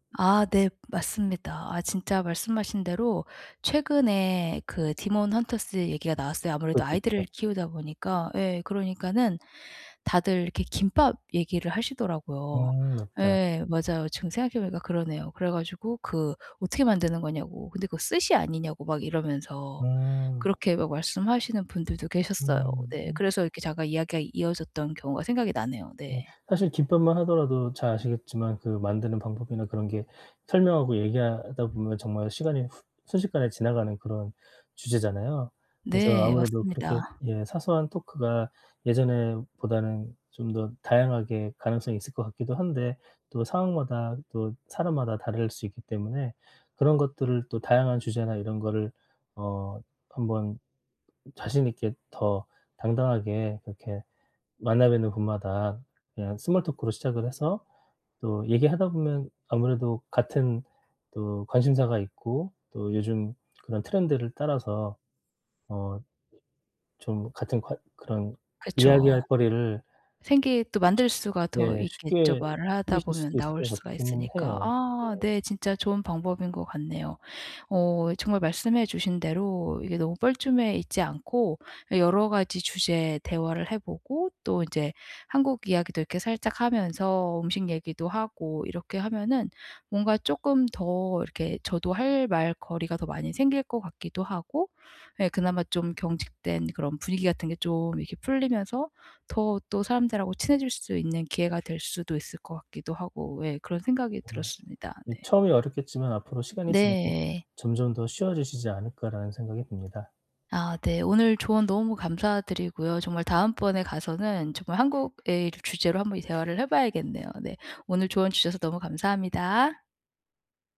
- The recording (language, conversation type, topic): Korean, advice, 파티에서 혼자라고 느껴 어색할 때는 어떻게 하면 좋을까요?
- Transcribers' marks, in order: tapping; other background noise